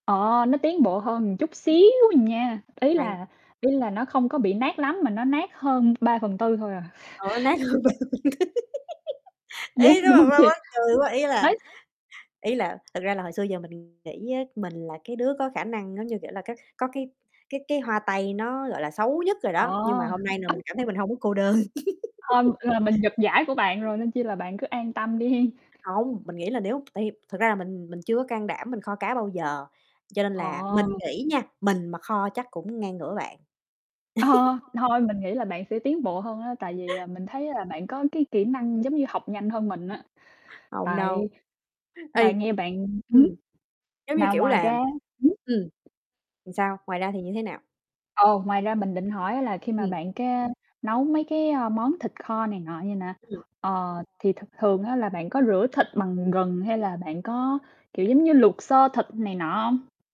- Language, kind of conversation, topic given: Vietnamese, unstructured, Lần đầu tiên bạn tự nấu một bữa ăn hoàn chỉnh là khi nào?
- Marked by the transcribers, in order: "một" said as "ừn"; other background noise; tapping; laughing while speaking: "hơn"; unintelligible speech; laugh; chuckle; distorted speech; laughing while speaking: "Dán, đúng hông chị?"; laugh; laughing while speaking: "Ờ"; laugh